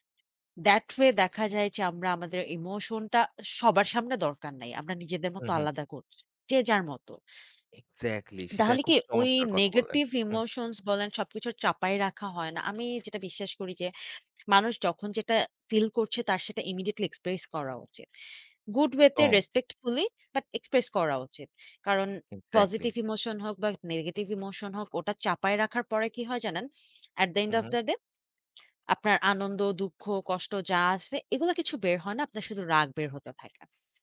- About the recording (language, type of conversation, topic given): Bengali, unstructured, প্রিয়জনের মৃত্যু হলে রাগ কেন কখনো অন্য কারও ওপর গিয়ে পড়ে?
- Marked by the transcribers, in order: in English: "That way"; in English: "emotion"; in English: "negetive emotions"; in English: "imidiateltly express"; in English: "Good way"; in English: "respectfully"; in English: "express"; in English: "positive emotion"; in English: "negetive emotion"; in English: "At the end of the day"